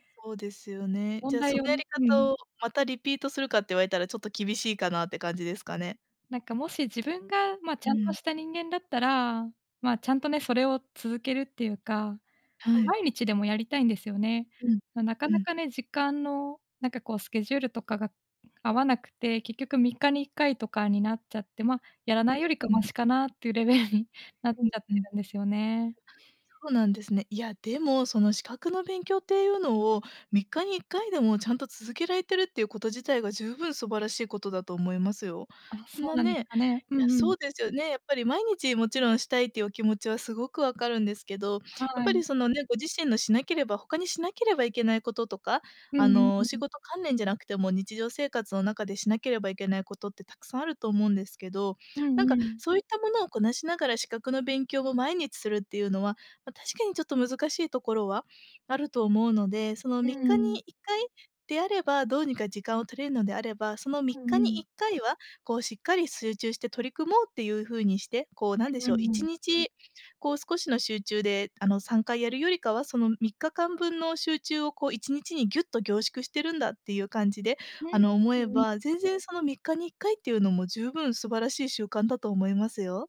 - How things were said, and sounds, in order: other background noise; other noise
- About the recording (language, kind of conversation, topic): Japanese, advice, 複数の目標があって優先順位をつけられず、混乱してしまうのはなぜですか？